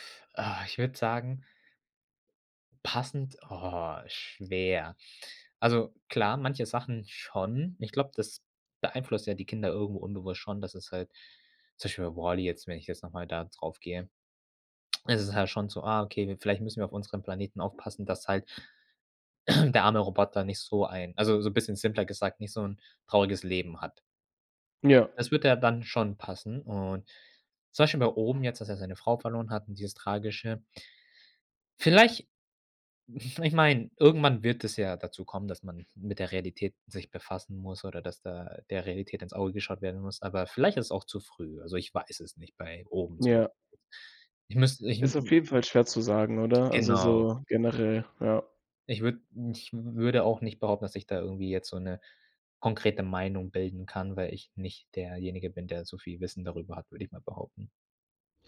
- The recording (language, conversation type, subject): German, podcast, Welche Filme schaust du dir heute noch aus nostalgischen Gründen an?
- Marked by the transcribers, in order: throat clearing; chuckle